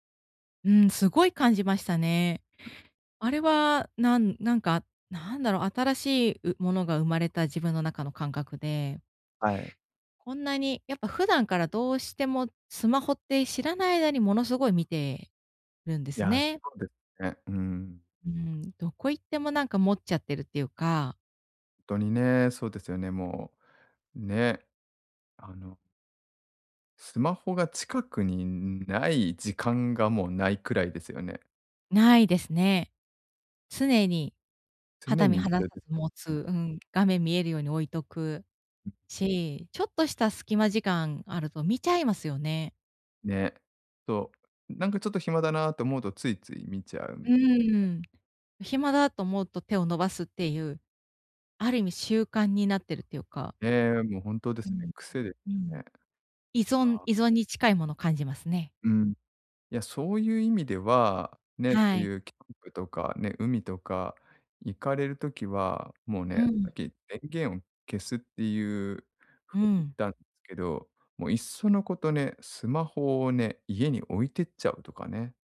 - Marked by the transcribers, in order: other background noise; tapping
- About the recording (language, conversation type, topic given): Japanese, advice, 休暇中に本当にリラックスするにはどうすればいいですか？